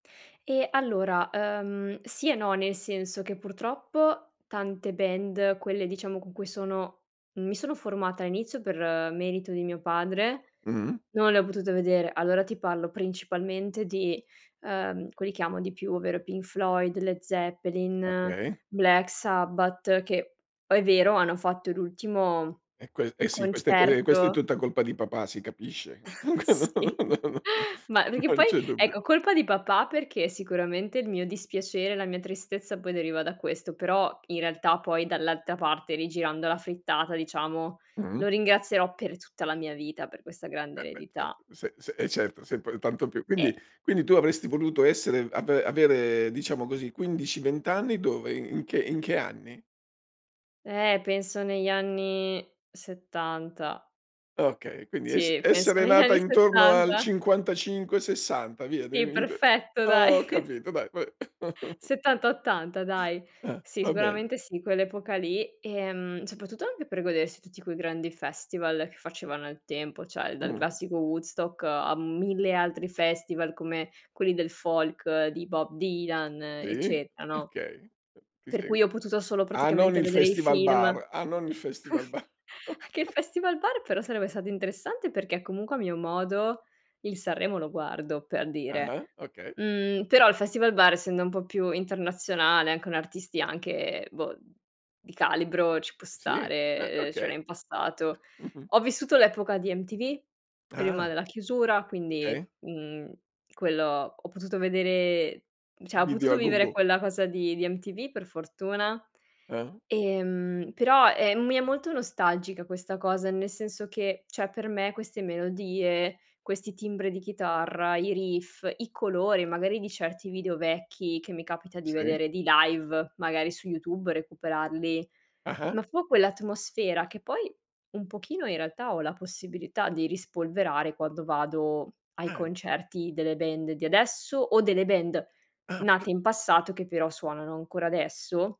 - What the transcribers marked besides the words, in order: other background noise; chuckle; laughing while speaking: "Sì"; unintelligible speech; chuckle; laughing while speaking: "Non"; tapping; laughing while speaking: "negli anni"; "Sì" said as "ì"; unintelligible speech; laughing while speaking: "dai"; chuckle; "cioè" said as "ceh"; drawn out: "mille"; "eccetera" said as "ecceta"; chuckle; laughing while speaking: "ba"; chuckle; "Okay" said as "kay"; "cioè" said as "ceh"; "cioè" said as "ceh"
- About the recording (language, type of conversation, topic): Italian, podcast, In che modo la nostalgia influenza i tuoi gusti musicali e cinematografici?